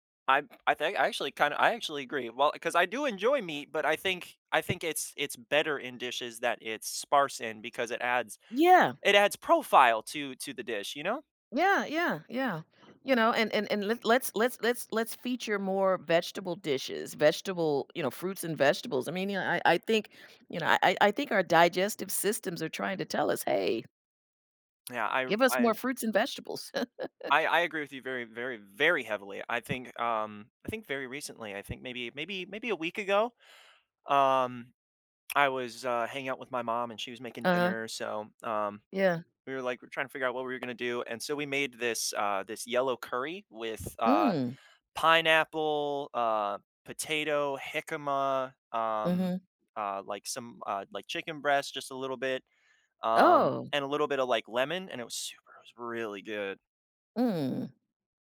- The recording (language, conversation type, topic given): English, unstructured, What is your favorite comfort food, and why?
- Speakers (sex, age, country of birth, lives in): female, 60-64, United States, United States; male, 20-24, United States, United States
- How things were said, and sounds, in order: other background noise; laugh; stressed: "very"; tapping